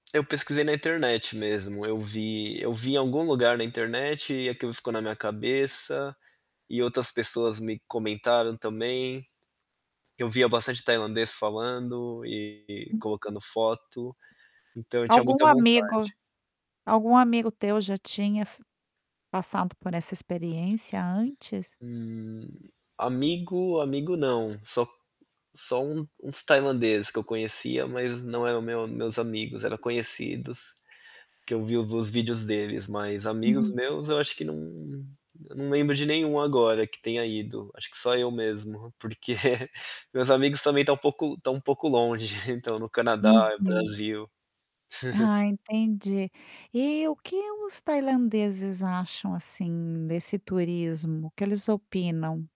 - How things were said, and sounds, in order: static; distorted speech; laughing while speaking: "porque"; chuckle; tapping
- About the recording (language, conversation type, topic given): Portuguese, podcast, Qual encontro mudou a sua maneira de ver a vida?